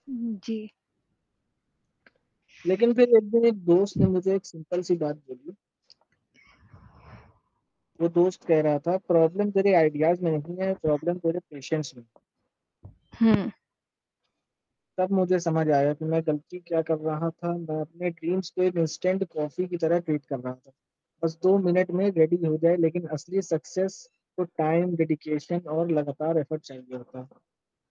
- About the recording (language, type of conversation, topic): Hindi, unstructured, आपकी ज़िंदगी में अब तक की सबसे बड़ी सीख क्या रही है?
- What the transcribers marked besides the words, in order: static; in English: "सिंपल"; in English: "प्रॉब्लम"; in English: "आइडियाज़"; in English: "प्रॉब्लम"; in English: "पेशेंस"; distorted speech; other background noise; in English: "ड्रीम्स"; in English: "इंस्टेंट कॉफ़ी"; in English: "ट्रीट"; in English: "रेडी"; in English: "सक्सेस"; in English: "टाइम डेडिकेशन"; in English: "एफर्ट"